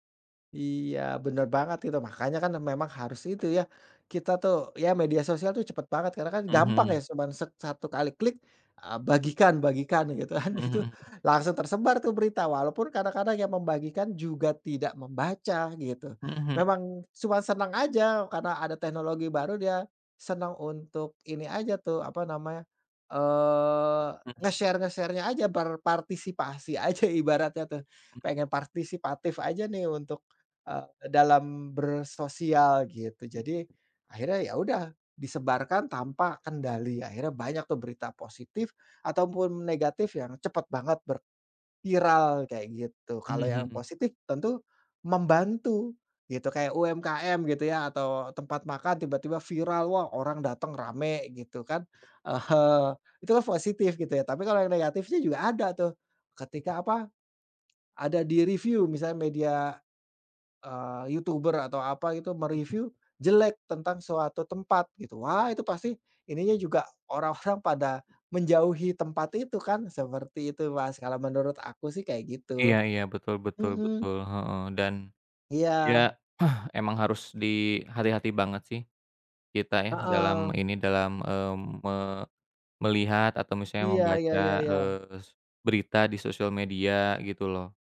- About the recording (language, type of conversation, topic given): Indonesian, unstructured, Bagaimana cara memilih berita yang tepercaya?
- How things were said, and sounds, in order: other background noise; laughing while speaking: "kan"; in English: "nge-share-nge-share-nya"; cough; tapping